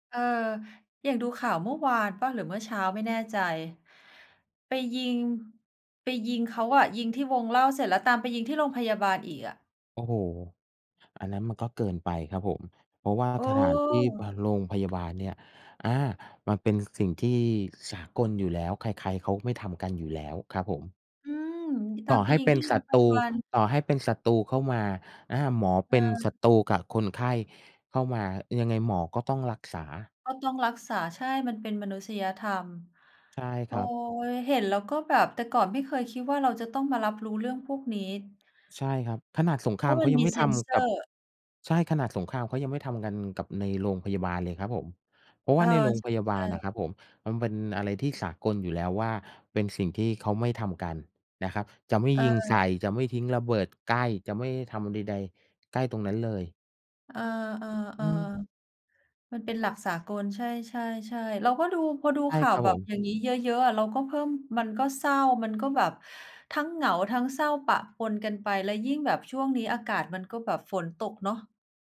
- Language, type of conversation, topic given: Thai, unstructured, คุณเคยรู้สึกเหงาหรือเศร้าจากการใช้โซเชียลมีเดียไหม?
- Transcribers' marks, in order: none